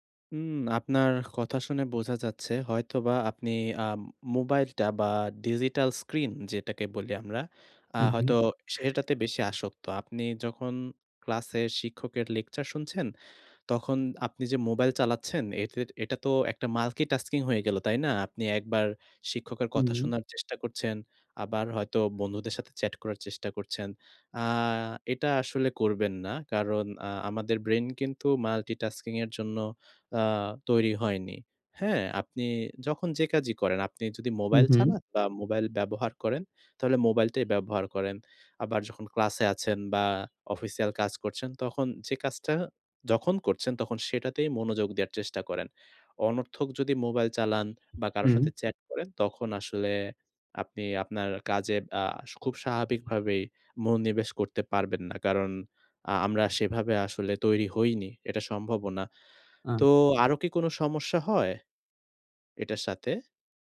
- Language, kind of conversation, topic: Bengali, advice, কাজের মধ্যে মনোযোগ ধরে রাখার নতুন অভ্যাস গড়তে চাই
- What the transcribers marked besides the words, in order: other background noise; "মাল্টিটাস্কিং" said as "মাল্কিটাস্কিং"; tapping